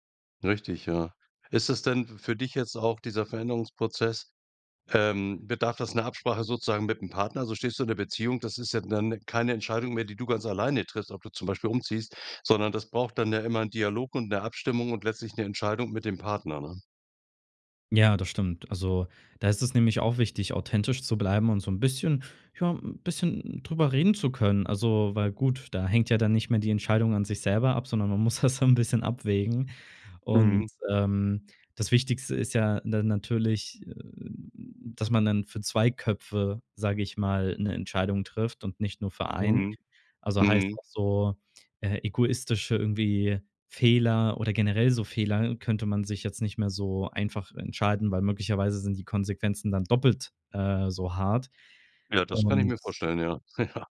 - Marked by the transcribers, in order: laughing while speaking: "man muss das"; other background noise; other noise; laughing while speaking: "Ja"
- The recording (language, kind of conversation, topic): German, podcast, Wie bleibst du authentisch, während du dich veränderst?